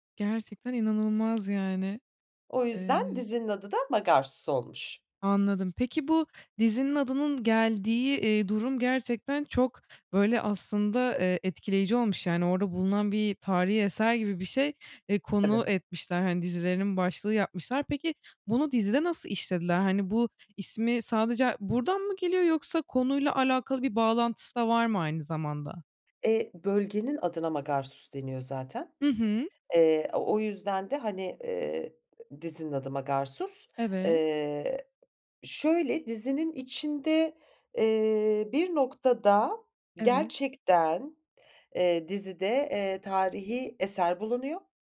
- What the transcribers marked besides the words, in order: none
- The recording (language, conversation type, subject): Turkish, podcast, En son hangi film ya da dizi sana ilham verdi, neden?